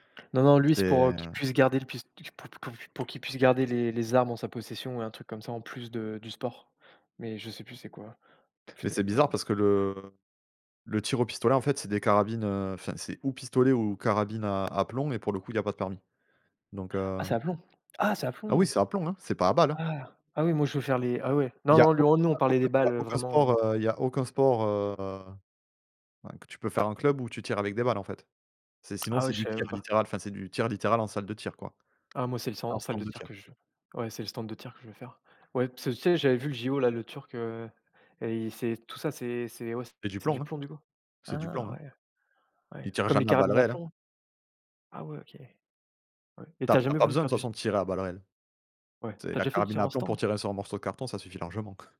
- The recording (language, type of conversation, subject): French, unstructured, Quels effets les jeux vidéo ont-ils sur votre temps libre ?
- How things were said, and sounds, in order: unintelligible speech; other noise